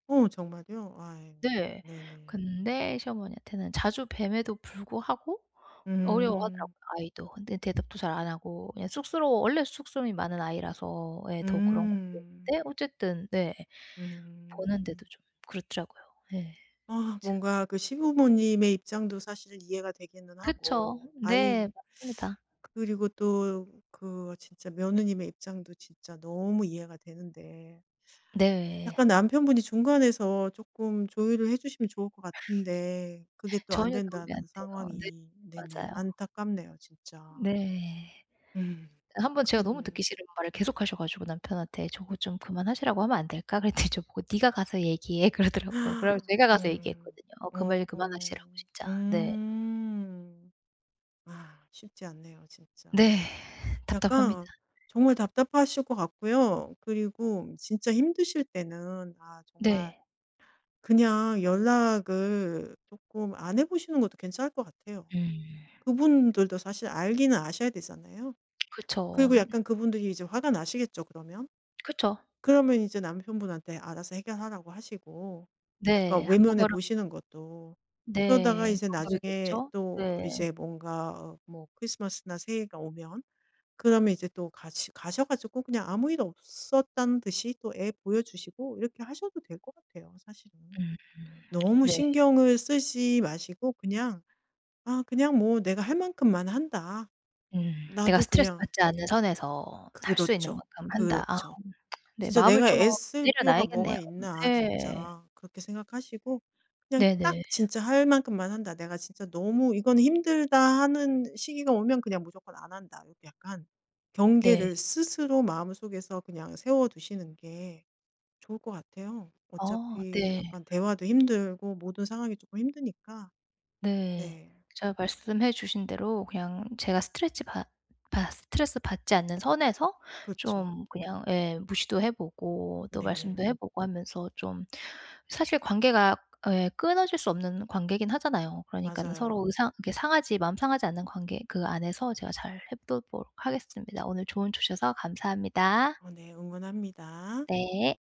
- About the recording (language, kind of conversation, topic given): Korean, advice, 가족의 기대를 어떻게 조율하면서 건강한 경계를 세울 수 있을까요?
- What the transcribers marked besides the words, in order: other background noise; tapping; laugh; laughing while speaking: "그랬더니"; gasp; tsk; "해보도록" said as "해도보록"